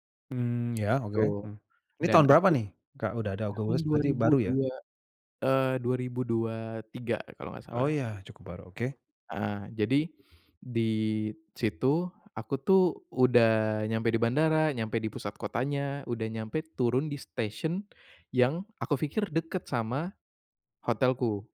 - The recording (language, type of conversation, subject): Indonesian, podcast, Apa momen paling lucu yang pernah kamu alami saat bepergian?
- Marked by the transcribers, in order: other background noise; in English: "station"